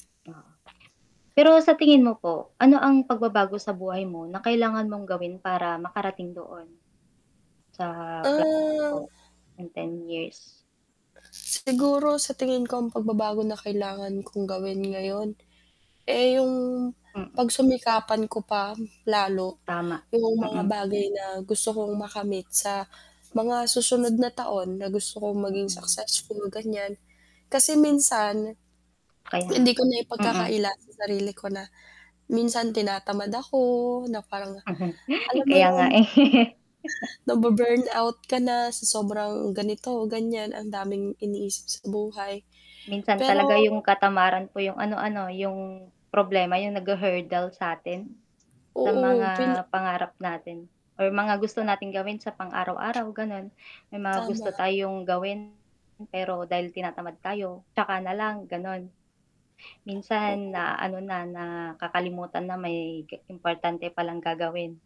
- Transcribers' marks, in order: mechanical hum; static; tapping; other background noise; distorted speech; swallow; chuckle; laughing while speaking: "eh"
- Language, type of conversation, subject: Filipino, unstructured, Paano mo nakikita ang sarili mo pagkalipas ng sampung taon?